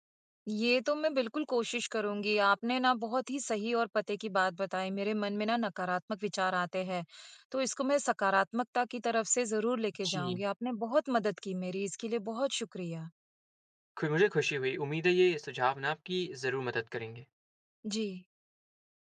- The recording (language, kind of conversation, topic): Hindi, advice, मैं नए काम में आत्मविश्वास की कमी महसूस करके खुद को अयोग्य क्यों मान रहा/रही हूँ?
- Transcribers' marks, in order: none